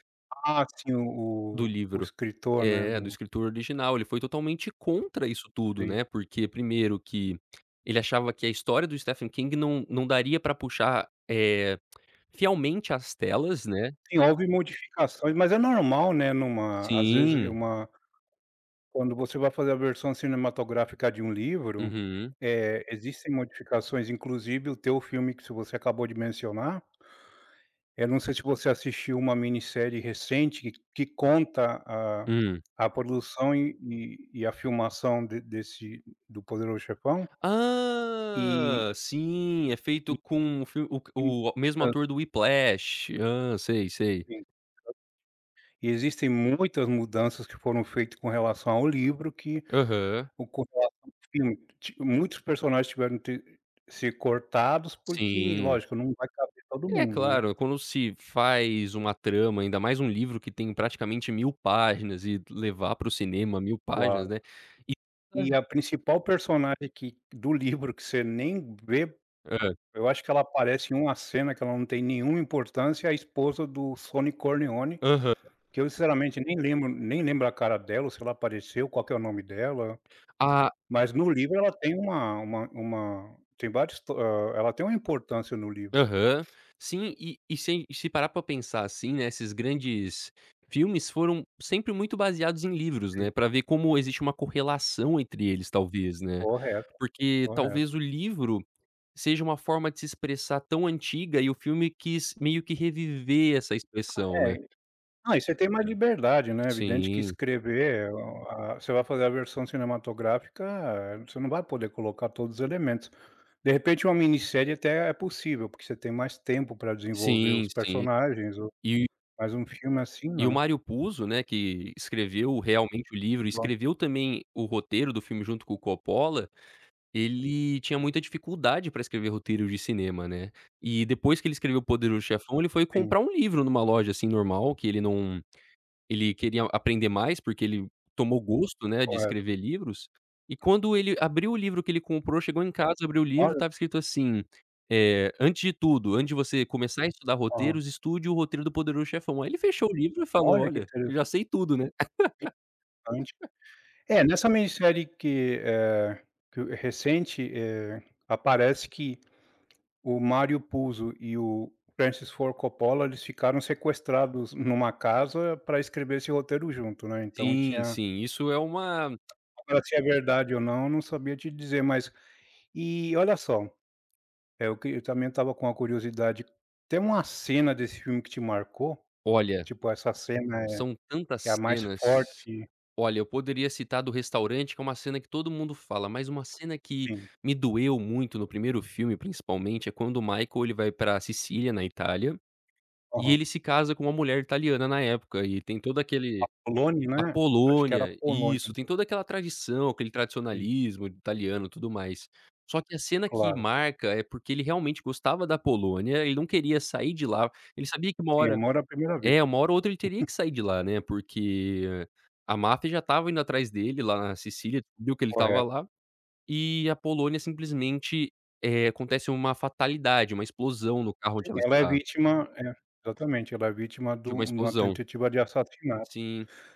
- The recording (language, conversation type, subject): Portuguese, podcast, Você pode me contar sobre um filme que te marcou profundamente?
- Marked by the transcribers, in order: tapping; tongue click; "filmagem" said as "filmação"; other noise; unintelligible speech; unintelligible speech; unintelligible speech; unintelligible speech; laugh; laugh